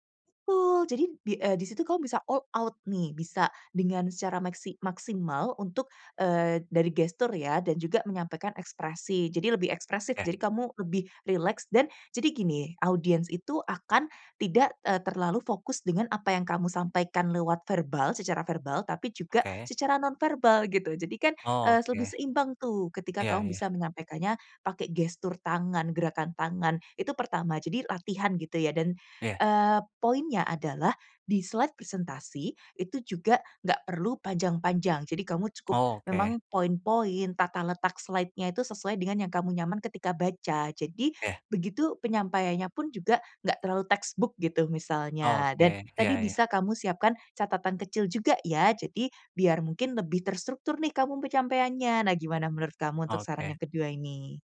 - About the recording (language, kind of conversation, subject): Indonesian, advice, Bagaimana cara mengatasi rasa gugup saat presentasi di depan orang lain?
- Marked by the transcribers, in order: in English: "all out"; tapping; in English: "di-slide"; in English: "slide-nya"; in English: "textbook"